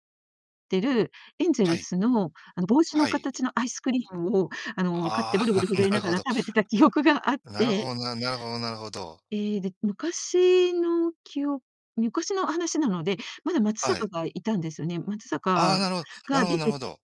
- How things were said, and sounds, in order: chuckle; laughing while speaking: "なるほど"; laughing while speaking: "記憶があって"; distorted speech
- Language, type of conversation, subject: Japanese, unstructured, 好きなスポーツ観戦の思い出はありますか？